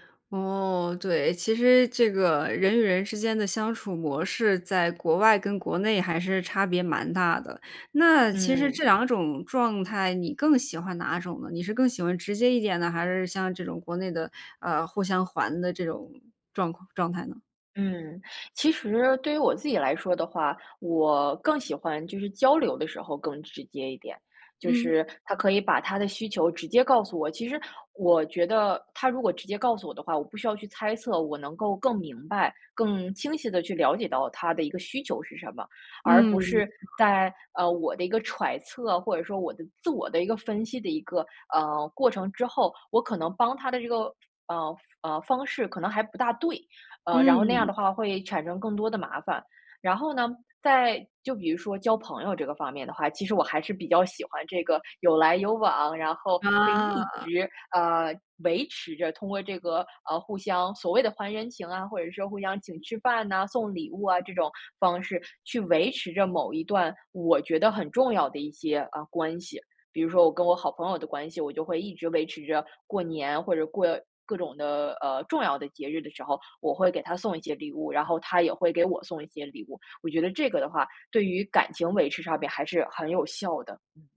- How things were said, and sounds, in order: other background noise
- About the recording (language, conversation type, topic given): Chinese, podcast, 回国后再适应家乡文化对你来说难吗？